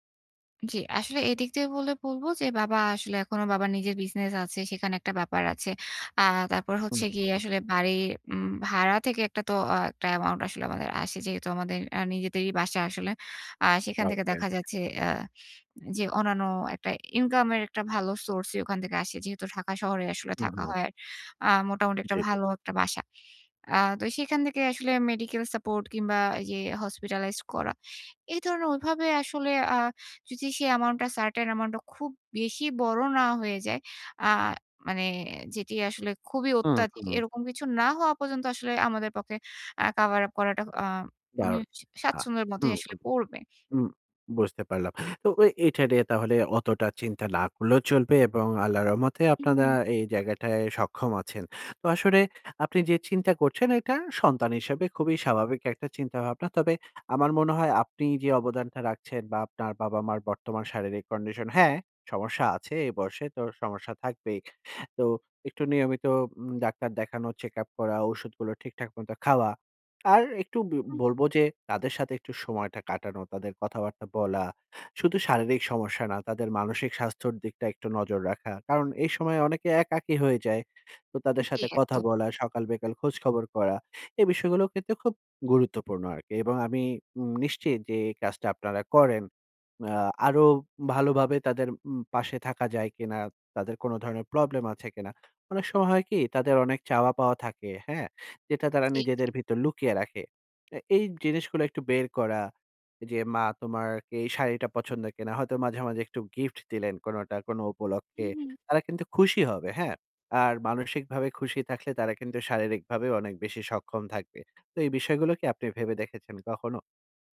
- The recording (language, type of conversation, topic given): Bengali, advice, মা-বাবার বয়স বাড়লে তাদের দেখাশোনা নিয়ে আপনি কীভাবে ভাবছেন?
- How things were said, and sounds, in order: other noise; "হয়" said as "হয়ের"; in English: "Hospitalised"; in English: "Certain amount"; "অত্যাধিক" said as "অত্যাদি"; stressed: "হ্যাঁ"; stressed: "খাওয়া"; stressed: "করেন"